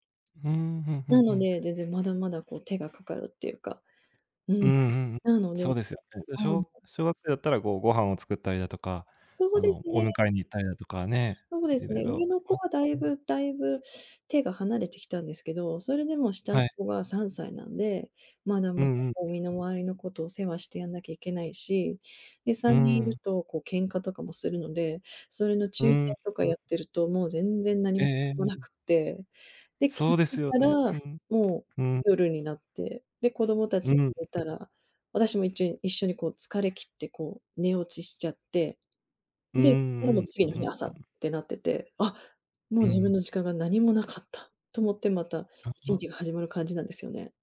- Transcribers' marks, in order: unintelligible speech; unintelligible speech; tapping
- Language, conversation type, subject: Japanese, advice, 仕事と家事で自分の時間が作れない